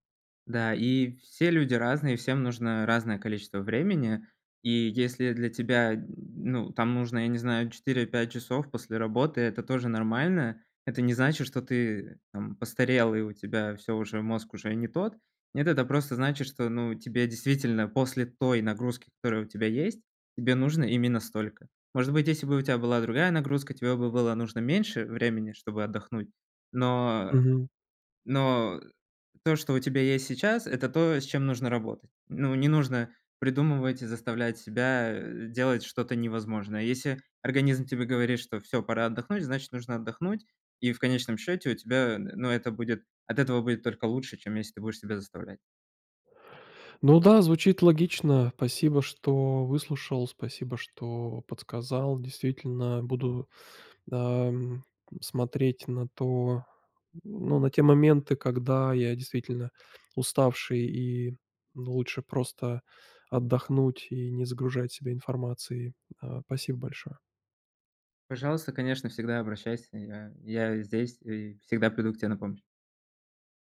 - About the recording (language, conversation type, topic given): Russian, advice, Как быстро снизить умственную усталость и восстановить внимание?
- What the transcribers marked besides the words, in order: tapping; stressed: "той"; other background noise